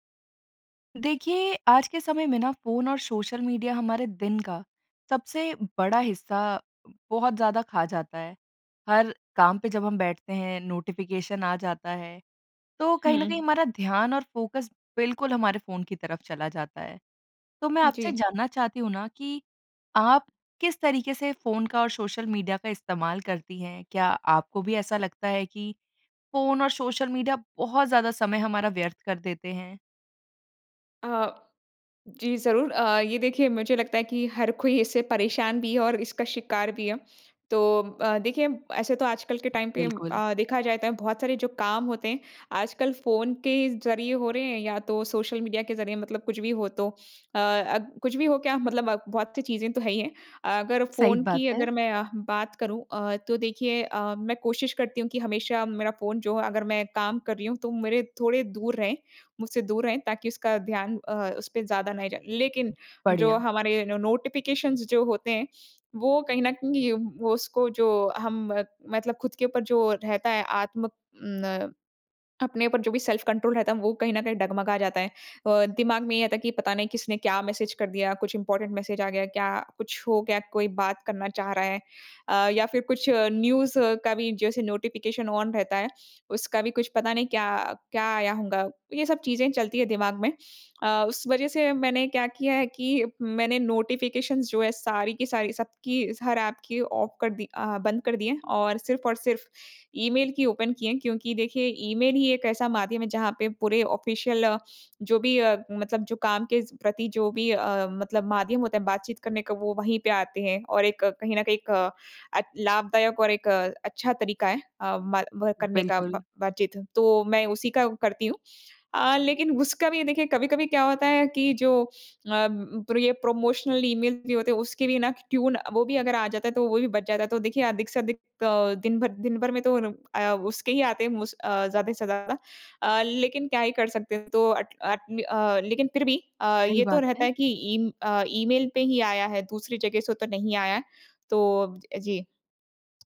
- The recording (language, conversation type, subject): Hindi, podcast, आप फ़ोन या सोशल मीडिया से अपना ध्यान भटकने से कैसे रोकते हैं?
- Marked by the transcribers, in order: tapping; in English: "नोटिफिकेशन"; in English: "फ़ोकस"; other background noise; in English: "टाइम"; in English: "नो नोटिफिकेशन्स"; in English: "सेल्फ़ कंट्रोल"; in English: "मैसेज"; in English: "इंपोरटेंट मैसेज"; in English: "न्यूज़"; in English: "नोटिफिकेशन ऑन"; in English: "नोटिफिकेशन्स"; in English: "ऑफ"; in English: "ओपन"; in English: "ऑफिशियल"; in English: "प्रमोशनल"; in English: "टियून"; in English: "मोस्ट"